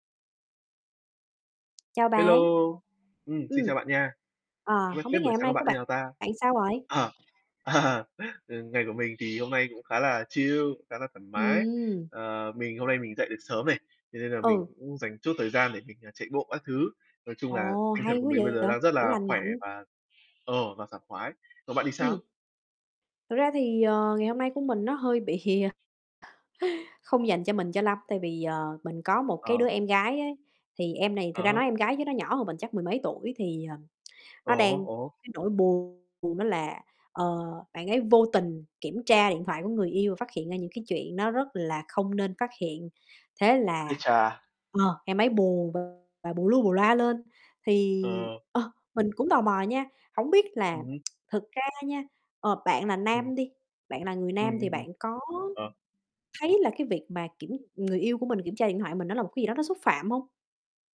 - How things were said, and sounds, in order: tapping; other background noise; distorted speech; laugh; in English: "chill"; tongue click; tsk
- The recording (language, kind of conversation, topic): Vietnamese, unstructured, Có nên kiểm soát điện thoại của người yêu không?